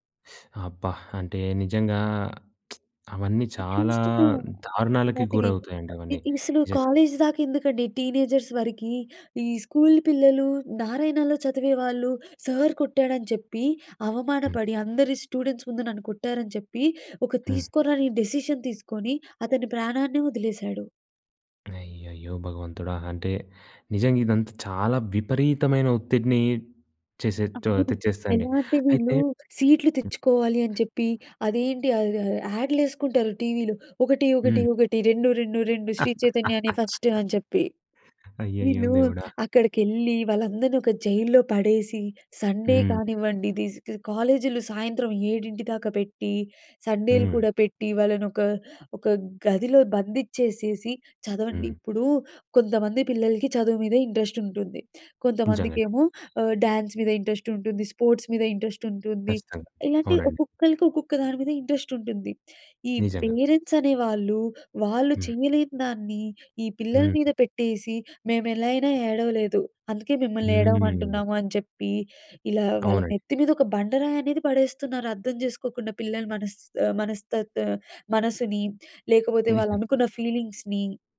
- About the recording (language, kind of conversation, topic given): Telugu, podcast, పిల్లల ఒత్తిడిని తగ్గించేందుకు మీరు అనుసరించే మార్గాలు ఏమిటి?
- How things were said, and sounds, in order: teeth sucking; lip smack; other noise; "అసలు" said as "ఇసలు"; in English: "కాలేజ్"; in English: "టీనేజర్స్"; in English: "స్కూల్"; in English: "సార్"; in English: "స్టూడెంట్స్"; in English: "డెసిషన్"; in English: "సీట్‌లు"; tapping; laugh; in English: "సండే"; in English: "ఇంట్రెస్ట్"; in English: "డ్యాన్స్"; in English: "ఇంట్రెస్ట్"; in English: "స్పోర్ట్స్"; in English: "ఇంట్రెస్ట్"; in English: "ఇంట్రెస్ట్"; in English: "పేరెంట్స్"; in English: "ఫీలింగ్స్‌ని"